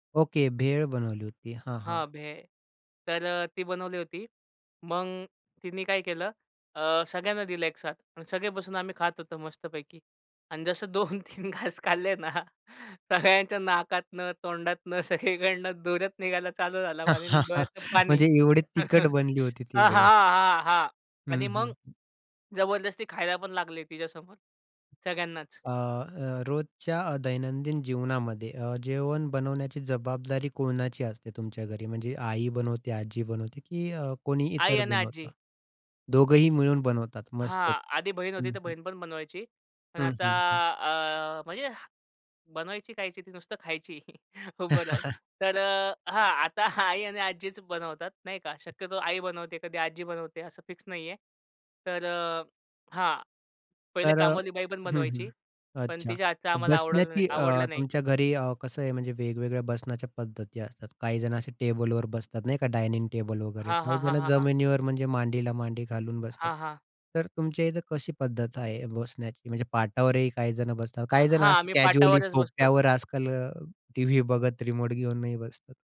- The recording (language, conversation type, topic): Marathi, podcast, तुमच्या घरात सगळे जण एकत्र येऊन जेवण कसे करतात?
- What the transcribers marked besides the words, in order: laughing while speaking: "दोन तीन घास खाल्ले ना … हां, हां, हां"; laugh; other background noise; chuckle